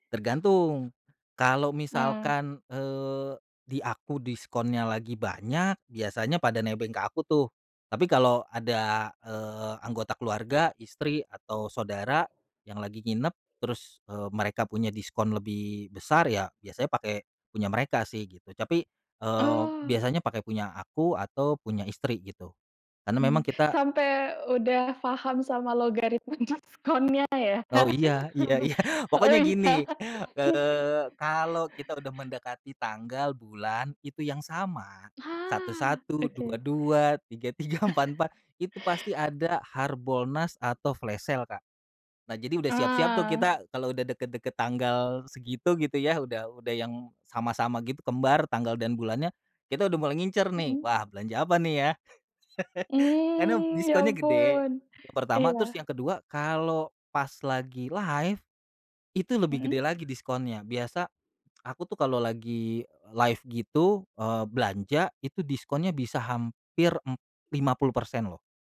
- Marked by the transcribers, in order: "Tapi" said as "capi"; laughing while speaking: "logaritma"; laughing while speaking: "iya"; chuckle; laughing while speaking: "iya"; chuckle; laughing while speaking: "tiga tiga"; chuckle; in English: "flash sale"; chuckle; in English: "live"; in English: "live"
- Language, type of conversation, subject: Indonesian, podcast, Apa pengalaman belanja online kamu yang paling berkesan?